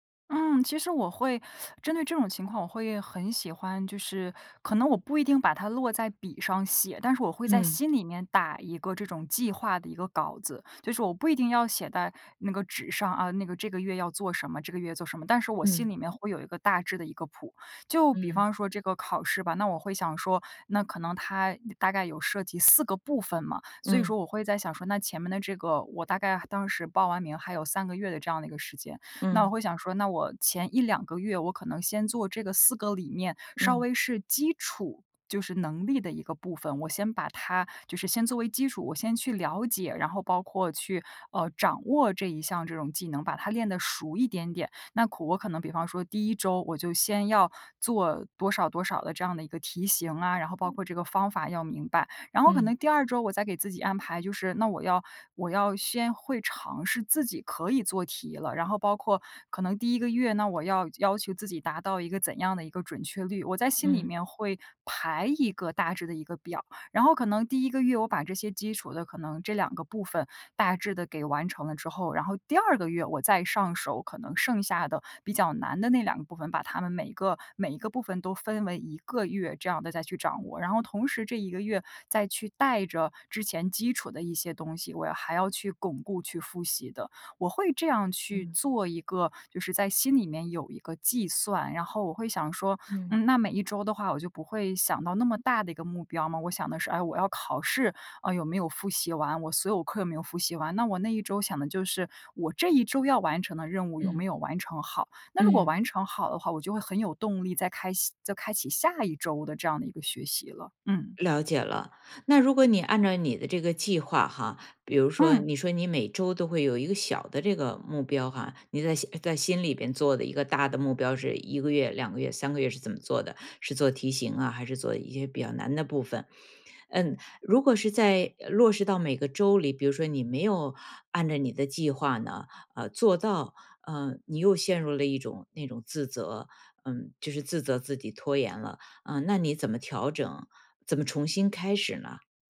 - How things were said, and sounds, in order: none
- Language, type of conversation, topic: Chinese, podcast, 学习时如何克服拖延症？